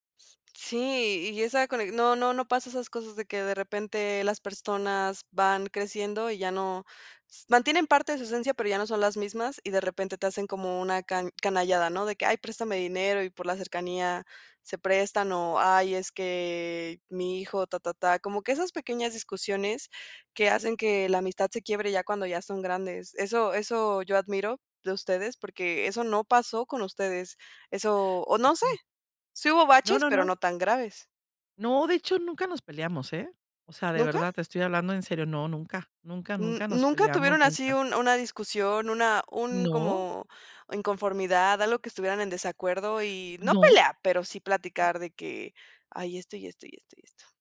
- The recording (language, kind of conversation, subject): Spanish, podcast, ¿Qué consejos tienes para mantener amistades a largo plazo?
- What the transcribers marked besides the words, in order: other background noise